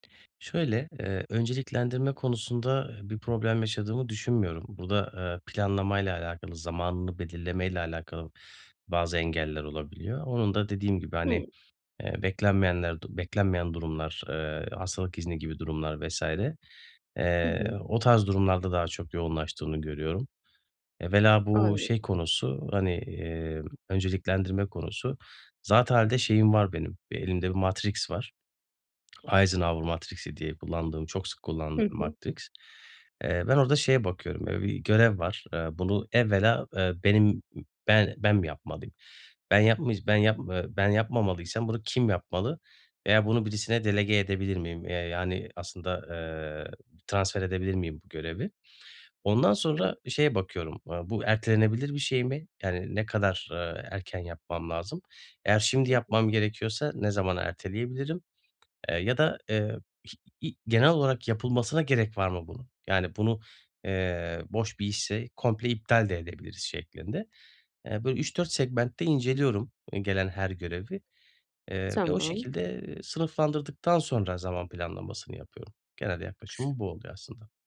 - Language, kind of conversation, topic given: Turkish, advice, Zaman yönetiminde önceliklendirmekte zorlanıyorum; benzer işleri gruplayarak daha verimli olabilir miyim?
- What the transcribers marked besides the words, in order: other background noise; in English: "Matrix"; in English: "Matrix"; unintelligible speech; tapping